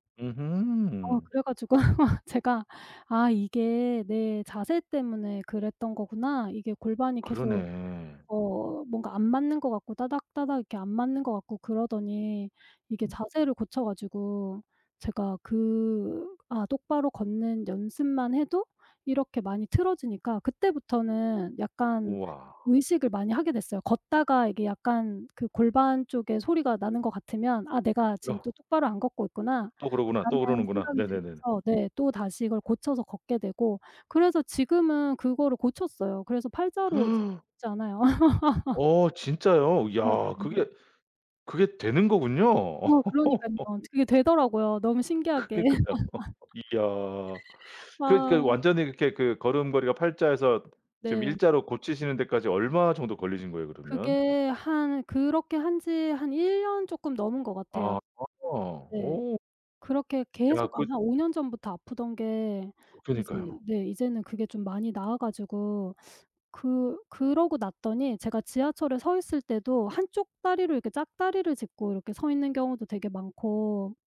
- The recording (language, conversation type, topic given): Korean, podcast, 나쁜 습관을 끊고 새 습관을 만드는 데 어떤 방법이 가장 효과적이었나요?
- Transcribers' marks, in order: laugh; tapping; other background noise; gasp; laugh; unintelligible speech; laugh; laughing while speaking: "그니까요"; laugh